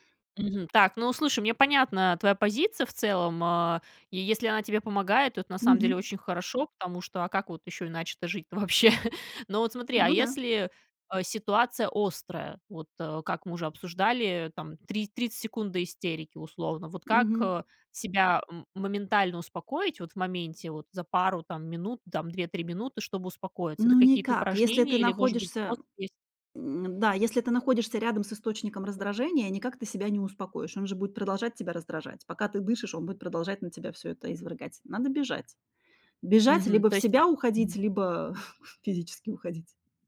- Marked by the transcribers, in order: laughing while speaking: "вообще?"; other background noise; chuckle
- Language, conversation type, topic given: Russian, podcast, Какую простую технику можно использовать, чтобы успокоиться за пару минут?